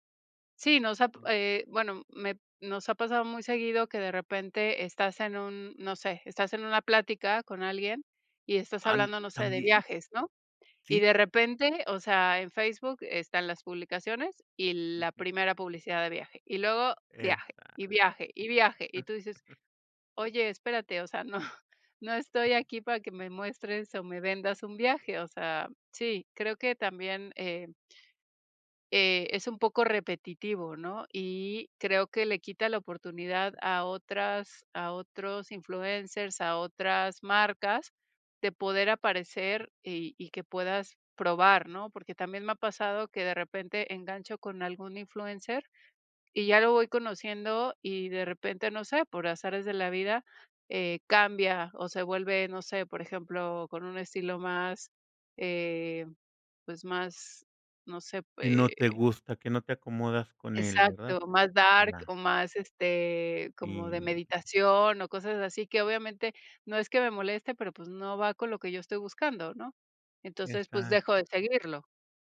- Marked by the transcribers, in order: chuckle; laughing while speaking: "no"; other background noise
- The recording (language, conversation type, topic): Spanish, podcast, ¿Qué te atrae de los influencers actuales y por qué?